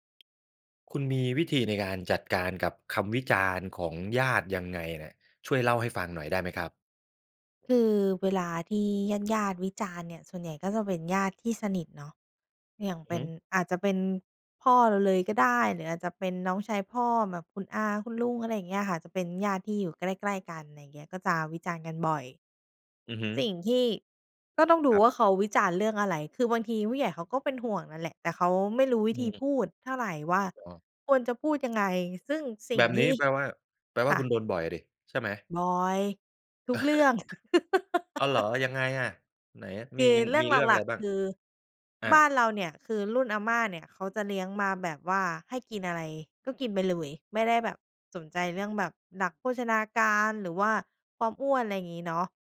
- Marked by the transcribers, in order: tapping; chuckle; laugh
- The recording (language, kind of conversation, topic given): Thai, podcast, คุณรับมือกับคำวิจารณ์จากญาติอย่างไร?